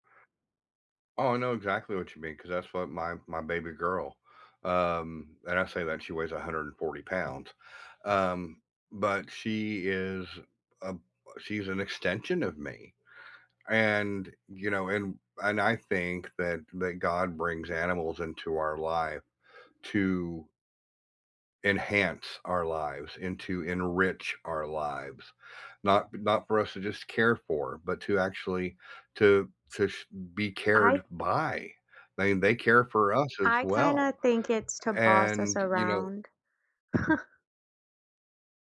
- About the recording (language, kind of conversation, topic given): English, unstructured, What’s a moment with an animal that you’ll never forget?
- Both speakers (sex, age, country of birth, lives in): female, 45-49, United States, United States; male, 60-64, United States, United States
- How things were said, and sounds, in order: tapping; chuckle